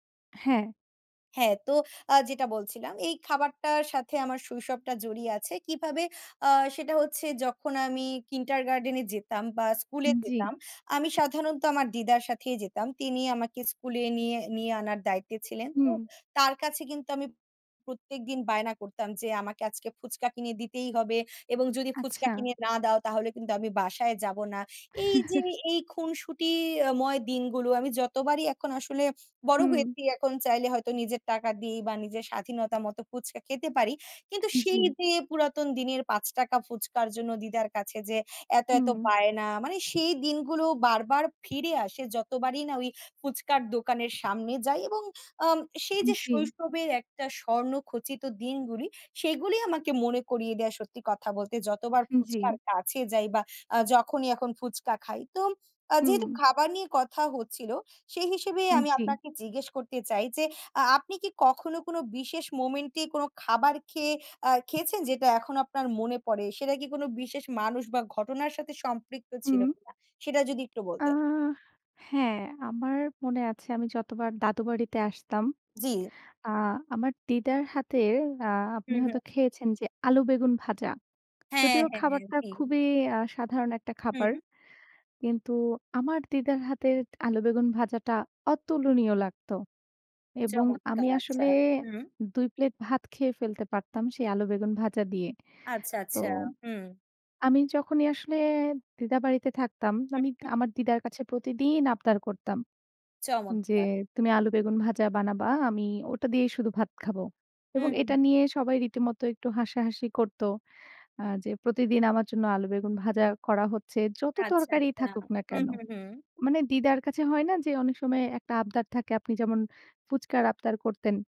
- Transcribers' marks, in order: tapping; chuckle
- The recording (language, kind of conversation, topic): Bengali, unstructured, কোন খাবার তোমার মনে বিশেষ স্মৃতি জাগায়?